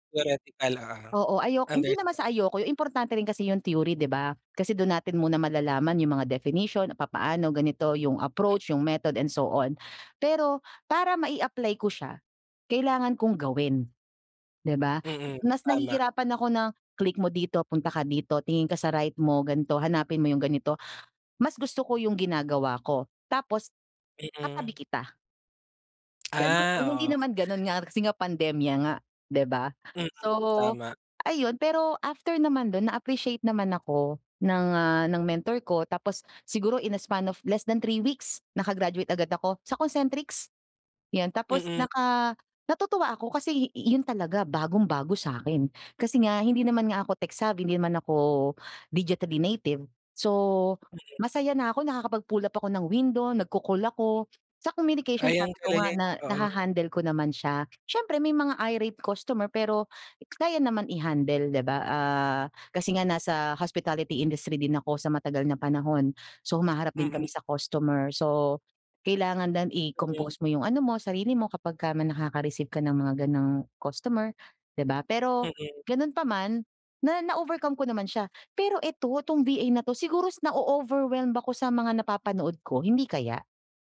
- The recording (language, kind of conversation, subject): Filipino, advice, Paano ko haharapin ang takot na subukan ang bagong gawain?
- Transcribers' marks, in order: in English: "Theoretical"; tapping; in English: "in a span of less than three weeks"; in English: "tech-savvy"; in English: "irate"; in English: "hospitality industry"